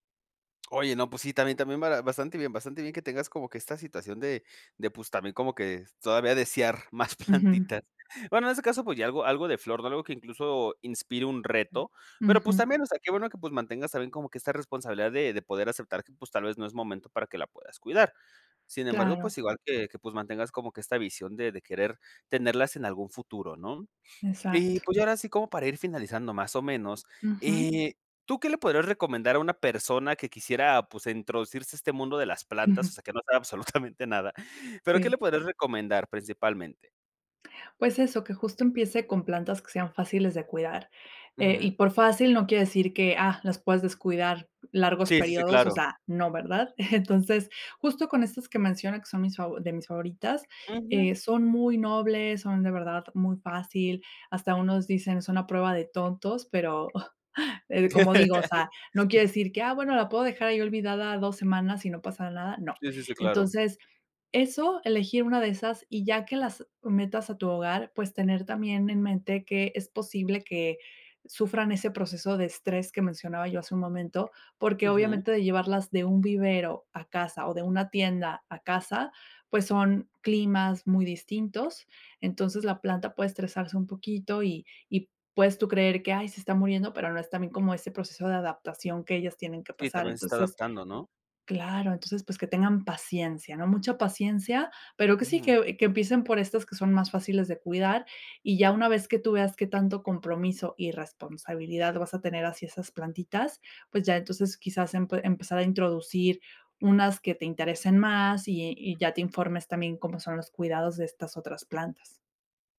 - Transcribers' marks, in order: laughing while speaking: "más plantitas"; other noise; laughing while speaking: "absolutamente nada?"; chuckle; chuckle
- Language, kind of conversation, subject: Spanish, podcast, ¿Qué te ha enseñado la experiencia de cuidar una planta?